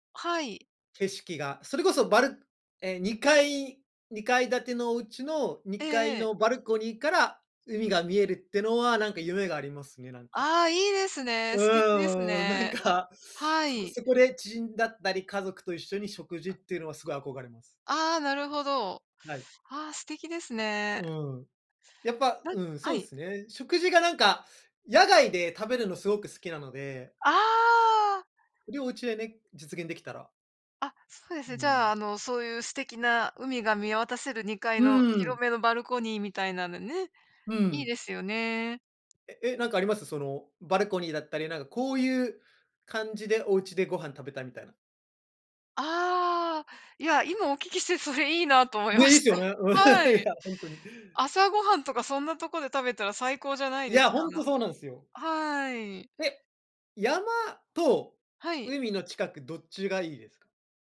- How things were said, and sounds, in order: none
- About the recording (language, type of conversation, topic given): Japanese, unstructured, あなたの理想的な住まいの環境はどんな感じですか？